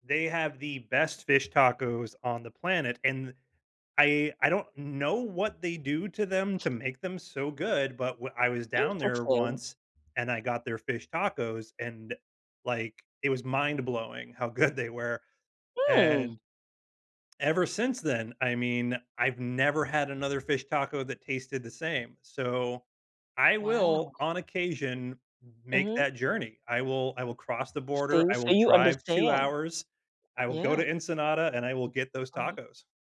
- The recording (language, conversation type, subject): English, unstructured, How can I choose meals that make me feel happiest?
- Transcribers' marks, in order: tapping; other background noise; laughing while speaking: "good"; surprised: "Mm"